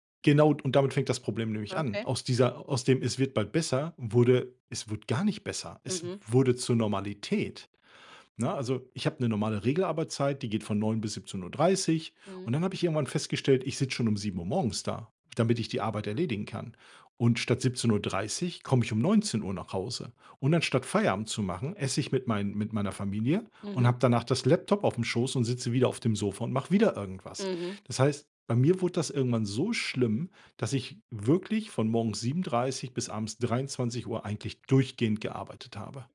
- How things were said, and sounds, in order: other background noise; tapping
- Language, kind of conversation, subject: German, podcast, Wie setzt du klare Grenzen zwischen Arbeit und Freizeit?